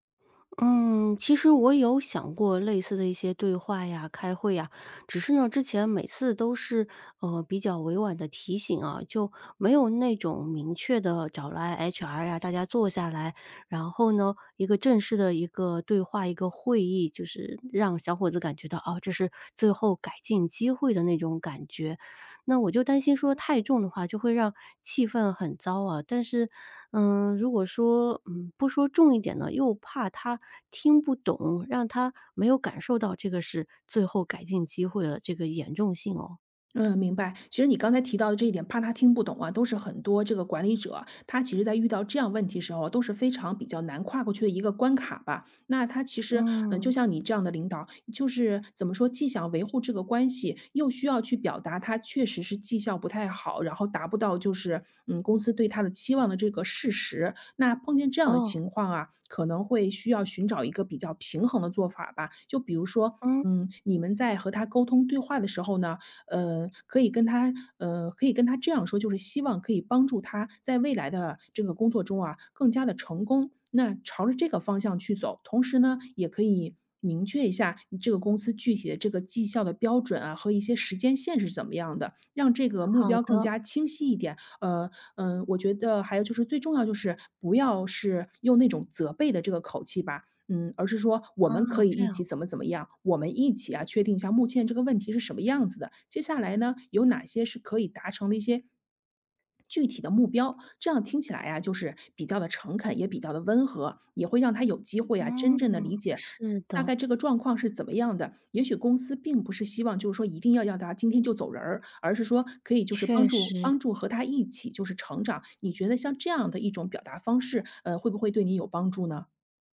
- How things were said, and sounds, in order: none
- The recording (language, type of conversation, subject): Chinese, advice, 员工表现不佳但我不愿解雇他/她，该怎么办？